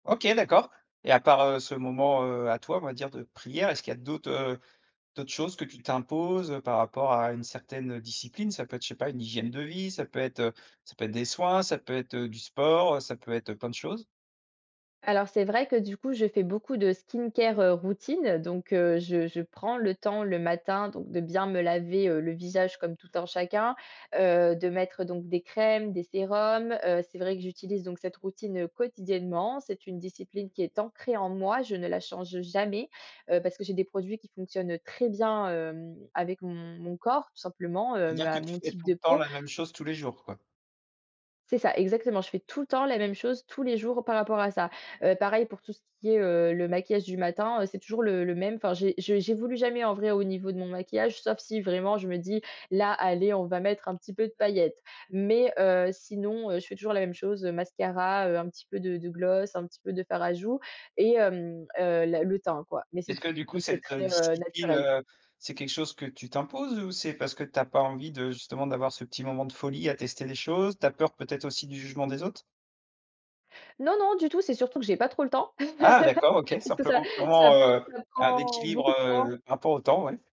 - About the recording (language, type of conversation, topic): French, podcast, Comment organises-tu ta journée pour rester discipliné ?
- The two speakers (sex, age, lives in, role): female, 20-24, France, guest; male, 35-39, France, host
- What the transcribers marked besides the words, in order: in English: "skincare"; stressed: "jamais"; other background noise; stressed: "tout"; stressed: "tous"; laugh